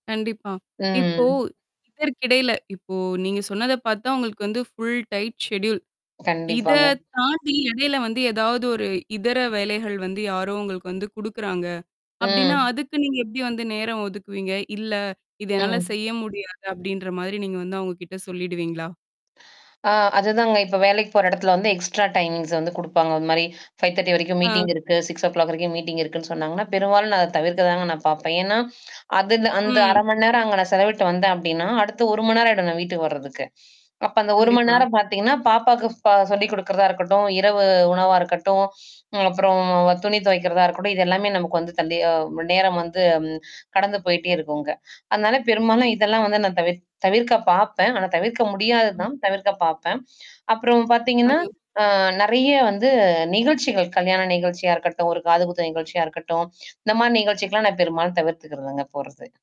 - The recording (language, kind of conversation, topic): Tamil, podcast, ஒரு நாளில் செய்ய வேண்டிய மிக முக்கியமான மூன்று காரியங்களை நீங்கள் எப்படி தேர்வு செய்கிறீர்கள்?
- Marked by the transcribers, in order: drawn out: "ம்"; tapping; other background noise; in English: "ஃபுல் டைட் செட்யூல்"; distorted speech; other noise; static; in English: "எக்ஸ்ட்ரா டைமிங்ஸ்"; in English: "ஃபைவ் தர்ட்டி"; in English: "மீட்டிங்"; in English: "சிக்ஸோ க்ளாக்"; in English: "மீட்டிங்"